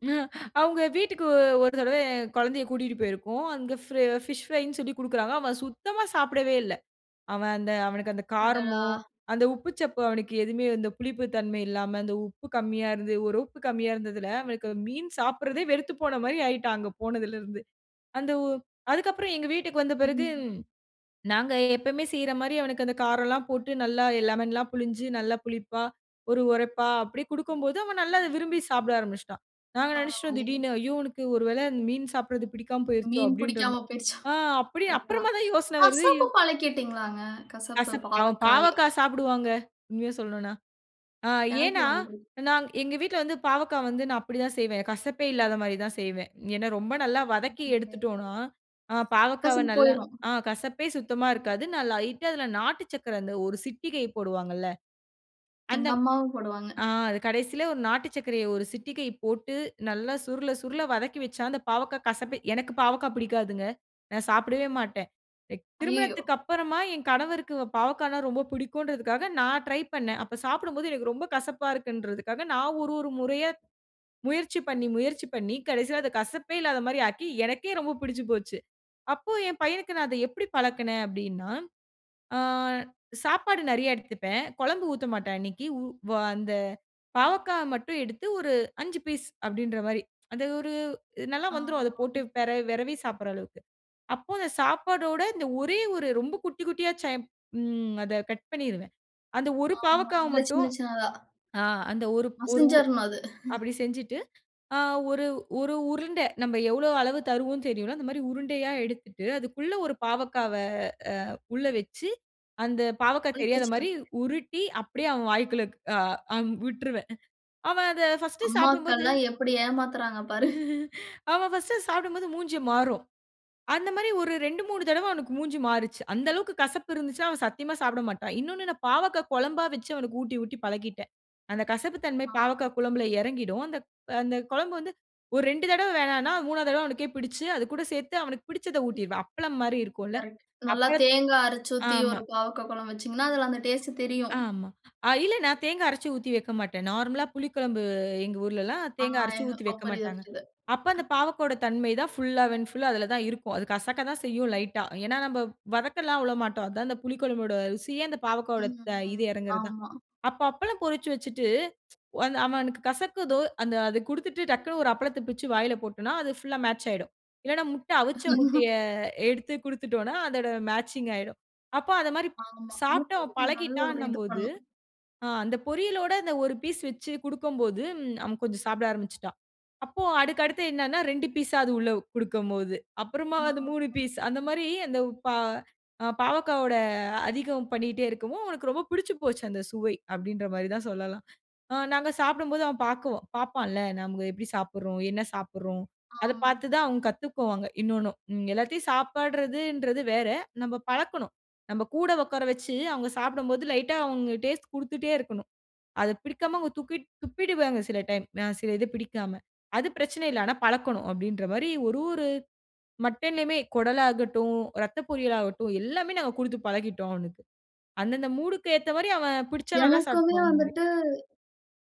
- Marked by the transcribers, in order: in English: "ஃபிரைனு"; laughing while speaking: "போய்டுச்சா?"; horn; drawn out: "ஆ"; drawn out: "ஆ"; chuckle; unintelligible speech; chuckle; "இருந்துச்சுனா" said as "இருந்சா"; other noise; in English: "நார்மலா"; unintelligible speech; "விட" said as "வில"; tsk; in English: "ஃபுல்லா மேட்ச்"; chuckle; "அதுக்கு" said as "அடுக்கு"; other background noise
- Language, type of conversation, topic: Tamil, podcast, குழந்தைகளுக்கு புதிய சுவைகளை எப்படி அறிமுகப்படுத்தலாம்?